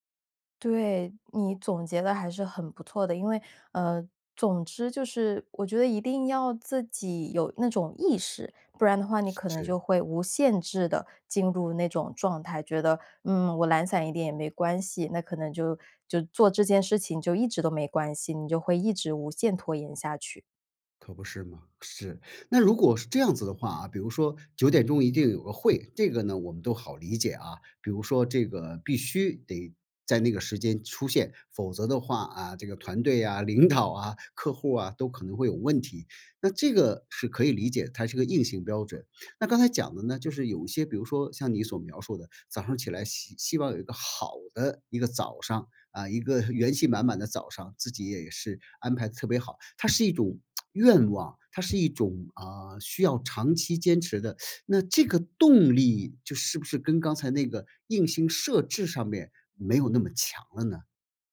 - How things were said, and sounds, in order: laughing while speaking: "领导啊"; tsk; teeth sucking
- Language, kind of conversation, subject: Chinese, podcast, 你在拖延时通常会怎么处理？